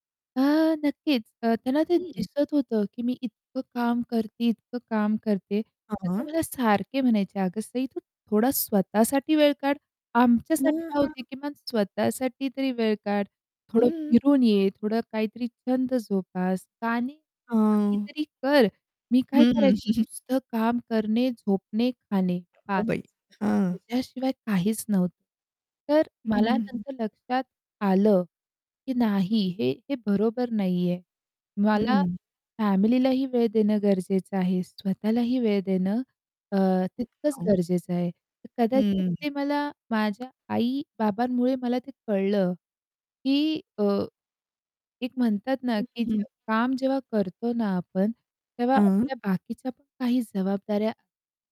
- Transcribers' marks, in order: distorted speech; static; tapping; chuckle; chuckle; unintelligible speech
- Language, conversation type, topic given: Marathi, podcast, कामामुळे उदास वाटू लागल्यावर तुम्ही लगेच कोणती साधी गोष्ट करता?